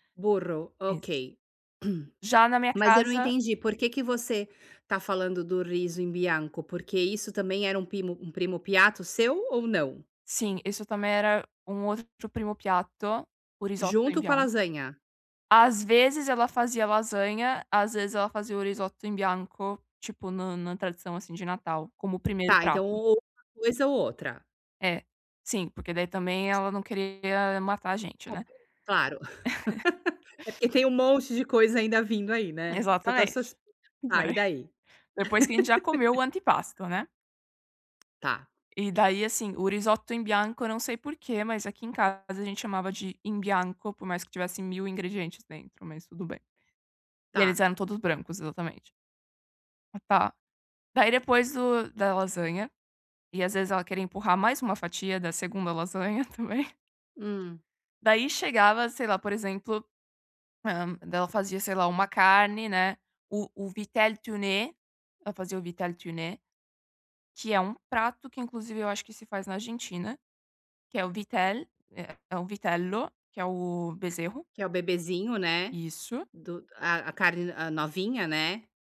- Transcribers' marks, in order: in Italian: "Burro"; throat clearing; in Italian: "riso in bianco"; in Italian: "primo piatto o risotto in bianco"; in Italian: "primo piatto o risotto in bianco"; in Italian: "risot in bianco"; tapping; laugh; chuckle; in Italian: "antepasto"; laugh; in Italian: "risoto in bianco"; in Italian: "in bianco"; in Italian: "vitele tune"; in Italian: "vitele tune"; in Italian: "vitele"; in Italian: "vitelo"
- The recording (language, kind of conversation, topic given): Portuguese, podcast, Qual comida compartilhada traz mais memória afetiva para você?